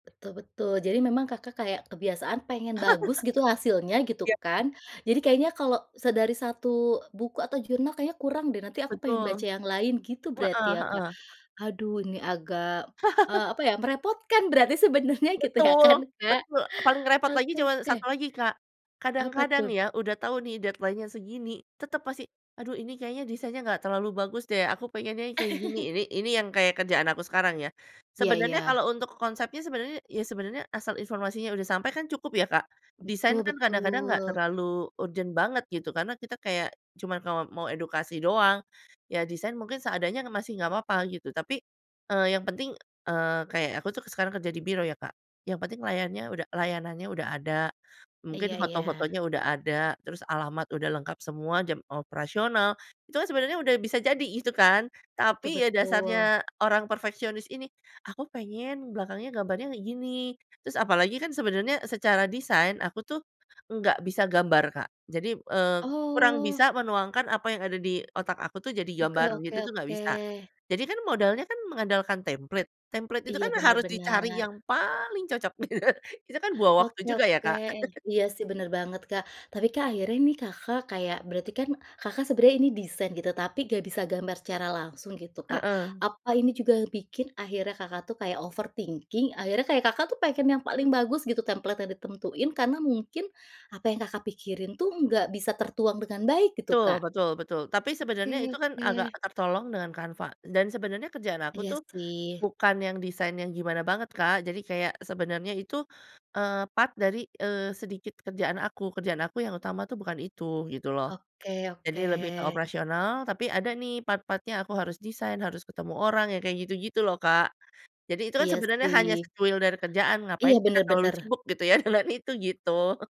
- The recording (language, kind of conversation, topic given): Indonesian, podcast, Bagaimana caramu mengatasi sifat perfeksionis?
- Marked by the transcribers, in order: laugh; laugh; laughing while speaking: "berarti sebenarnya, gitu ya kan, Kak"; in English: "deadline-nya"; laugh; in English: "template. Template"; stressed: "paling"; laugh; in English: "overthinking"; in English: "template"; in English: "part"; in English: "part-part-nya"; laughing while speaking: "gitu ya"; chuckle